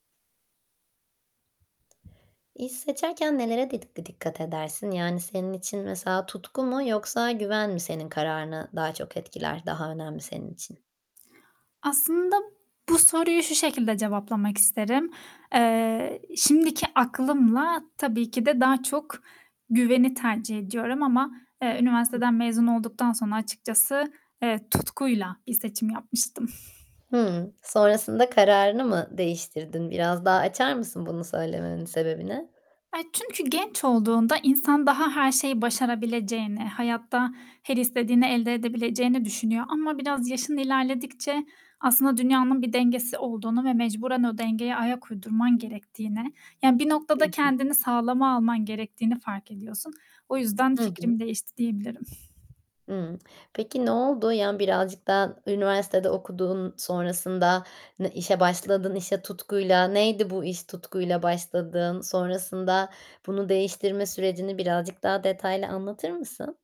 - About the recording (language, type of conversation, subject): Turkish, podcast, İş seçerken seni daha çok tutkun mu yoksa güven mi etkiler?
- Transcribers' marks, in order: tapping; static; other background noise; distorted speech